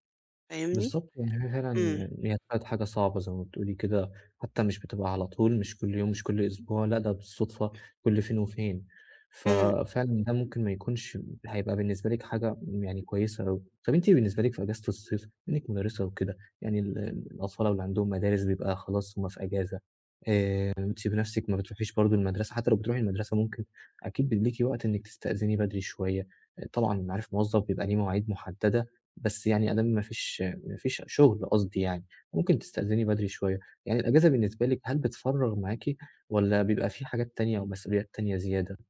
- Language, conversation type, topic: Arabic, advice, إزاي ألاقي وقت لأنشطة ترفيهية رغم إن جدولي مليان؟
- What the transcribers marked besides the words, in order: none